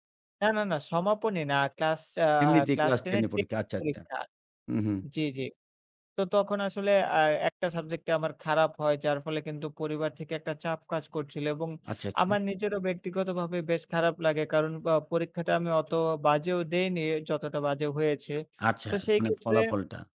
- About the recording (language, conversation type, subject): Bengali, podcast, ব্যর্থতার পর আপনি কীভাবে আবার ঘুরে দাঁড়িয়েছিলেন?
- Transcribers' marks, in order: "আচ্ছা" said as "আচ্চা"; "আচ্ছা" said as "আচ্চা"; "আচ্ছা" said as "আচ্চা"; "আচ্ছা" said as "আচ্চা"; other background noise